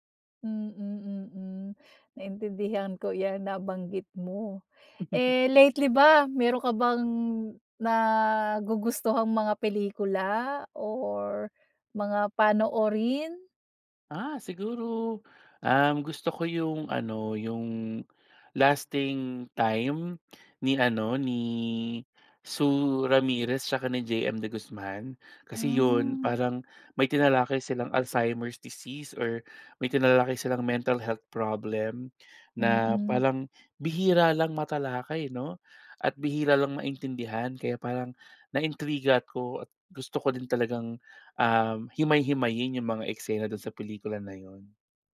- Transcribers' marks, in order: giggle; in English: "Alzheimer's disease"; in English: "mental health problem"
- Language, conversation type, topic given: Filipino, podcast, Ano ang paborito mong pelikula, at bakit ito tumatak sa’yo?